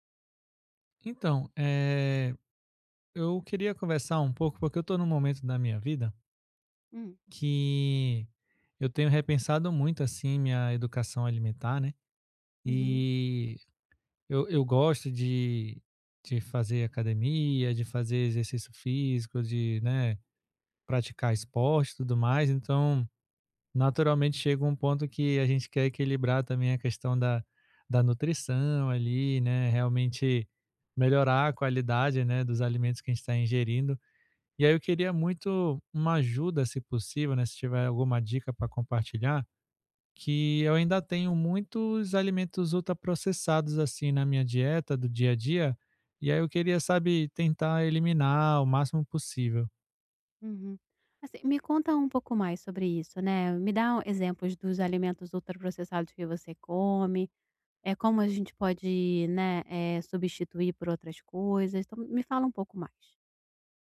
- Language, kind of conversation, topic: Portuguese, advice, Como posso reduzir o consumo diário de alimentos ultraprocessados na minha dieta?
- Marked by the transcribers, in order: none